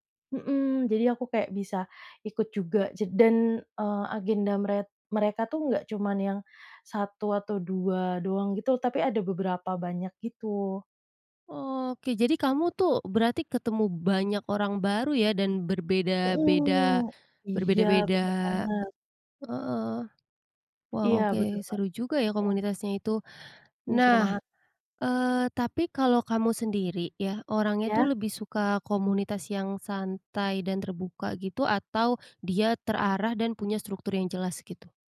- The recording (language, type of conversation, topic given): Indonesian, podcast, Gimana cara kamu tahu apakah sebuah komunitas cocok untuk dirimu?
- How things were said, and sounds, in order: tapping